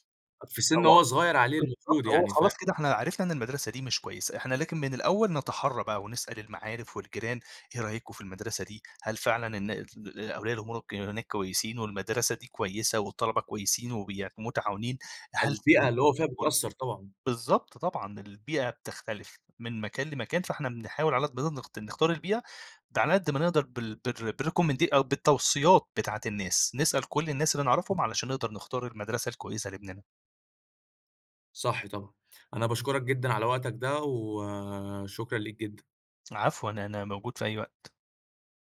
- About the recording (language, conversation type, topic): Arabic, podcast, إزاي بتعلّم ولادك وصفات العيلة؟
- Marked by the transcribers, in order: unintelligible speech; in English: "بالrecommend"; tapping